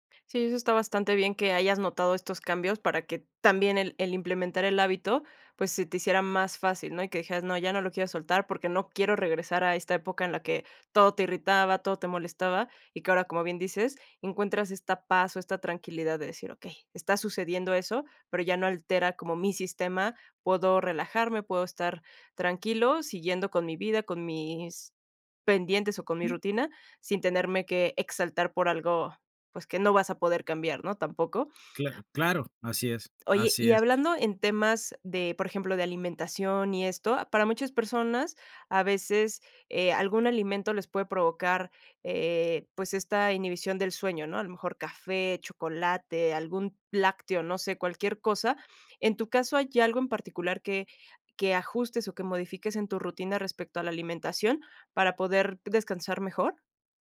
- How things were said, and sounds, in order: other background noise
- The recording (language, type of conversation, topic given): Spanish, podcast, ¿Qué hábitos te ayudan a dormir mejor por la noche?